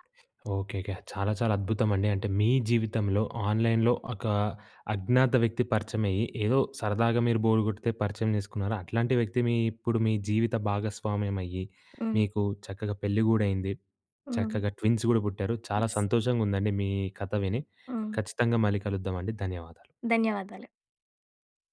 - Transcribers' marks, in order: tapping; in English: "ఆన్‍లైన్‍లో"; in English: "ట్విన్స్"; in English: "యస్"
- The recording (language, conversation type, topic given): Telugu, podcast, ఆన్‌లైన్ పరిచయాలను వాస్తవ సంబంధాలుగా ఎలా మార్చుకుంటారు?